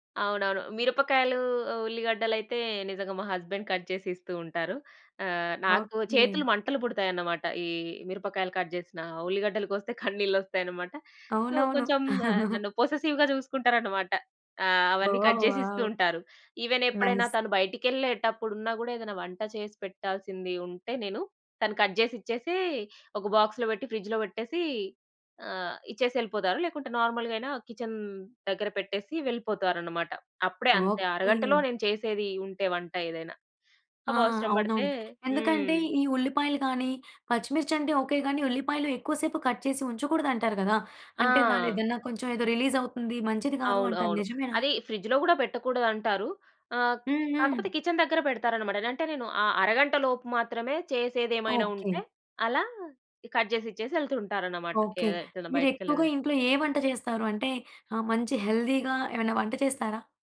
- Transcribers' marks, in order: in English: "హస్బెండ్ కట్"; in English: "కట్"; giggle; in English: "సో"; chuckle; in English: "పొసెసివ్‌గా"; in English: "కట్"; in English: "నైస్"; in English: "కట్"; in English: "బాక్స్‌లో"; in English: "ఫ్రిడ్జ్‌లో"; in English: "కిచెన్"; other background noise; in English: "కట్"; in English: "ఫ్రిడ్జ్‌లో"; in English: "కిచెన్"; in English: "కట్"; in English: "హెల్దీగా"
- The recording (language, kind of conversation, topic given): Telugu, podcast, వంటలో సహాయం చేయడానికి కుటుంబ సభ్యులు ఎలా భాగస్వామ్యం అవుతారు?